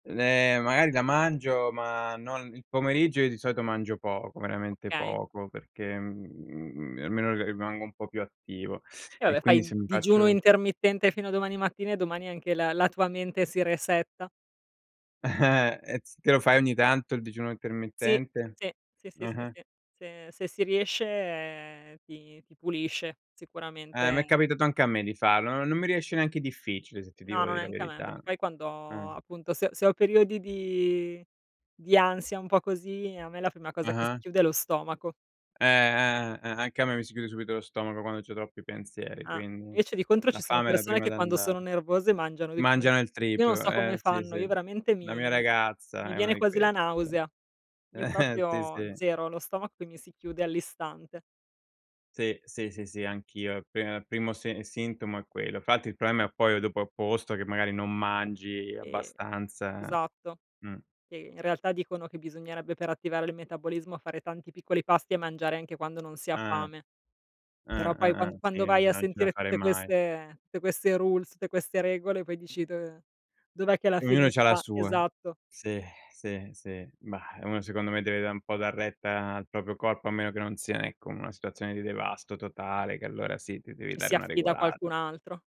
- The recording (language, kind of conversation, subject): Italian, unstructured, Come affronti i momenti di tristezza o di delusione?
- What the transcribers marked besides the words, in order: teeth sucking; laughing while speaking: "Eh"; tapping; chuckle; other background noise; in English: "rules"; "proprio" said as "propio"